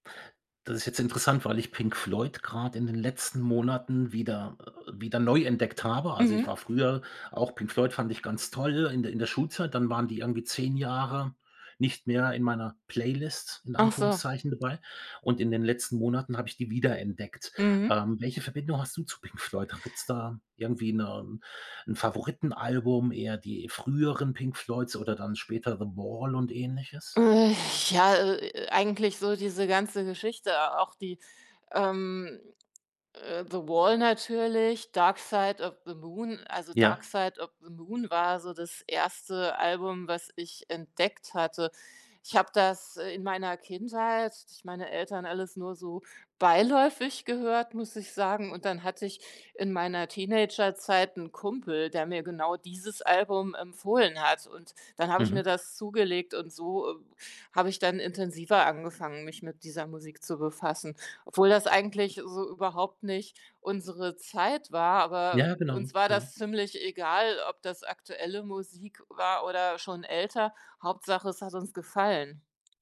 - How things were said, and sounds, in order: other background noise; laughing while speaking: "Pink Floyd?"
- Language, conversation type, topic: German, podcast, Wie hat dich deine Familie musikalisch geprägt?